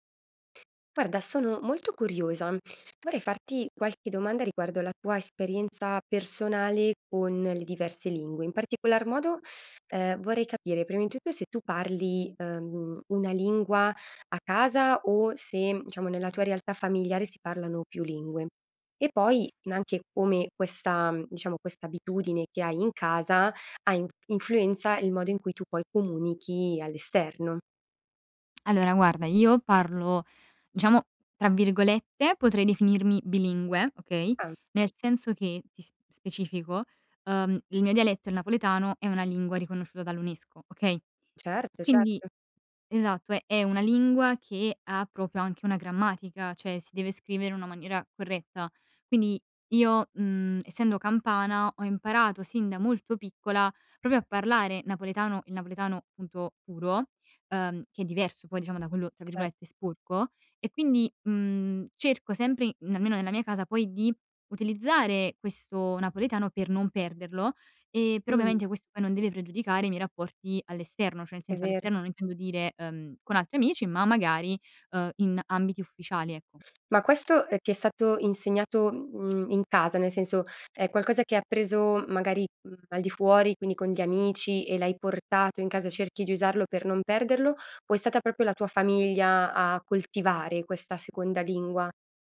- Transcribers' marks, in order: other background noise; tapping; "cioè" said as "ceh"; "cioè" said as "ceh"
- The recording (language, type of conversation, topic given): Italian, podcast, Come ti ha influenzato la lingua che parli a casa?
- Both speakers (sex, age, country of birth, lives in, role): female, 20-24, Italy, Italy, guest; female, 30-34, Italy, Italy, host